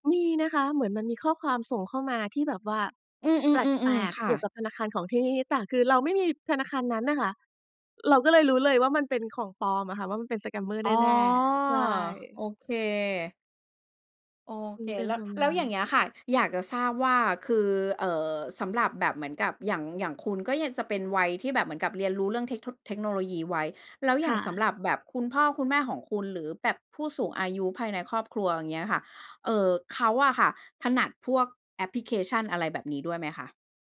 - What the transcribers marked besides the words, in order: none
- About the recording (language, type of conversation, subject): Thai, podcast, คุณช่วยเล่าให้ฟังหน่อยได้ไหมว่าแอปไหนที่ช่วยให้ชีวิตคุณง่ายขึ้น?